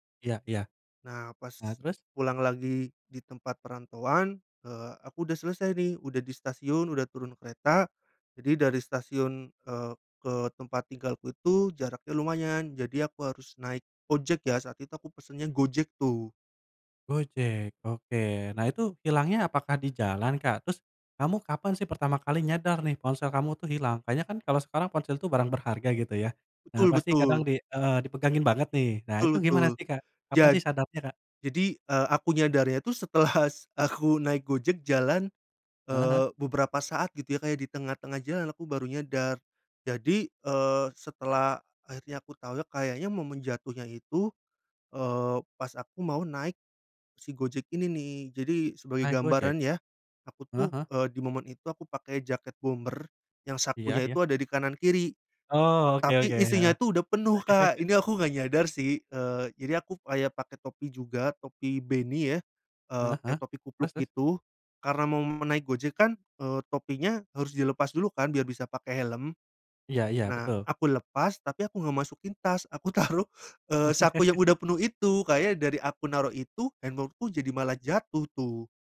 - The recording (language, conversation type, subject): Indonesian, podcast, Apa yang pertama kali kamu lakukan ketika ponselmu hilang saat liburan?
- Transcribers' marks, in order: tapping; "setelah" said as "setelas"; chuckle; chuckle